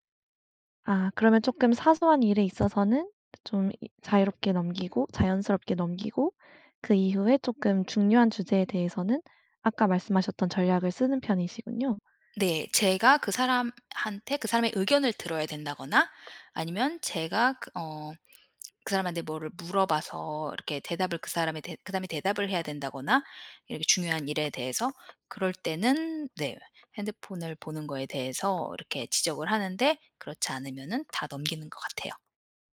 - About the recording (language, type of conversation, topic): Korean, podcast, 대화 중에 상대가 휴대폰을 볼 때 어떻게 말하면 좋을까요?
- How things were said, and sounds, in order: other background noise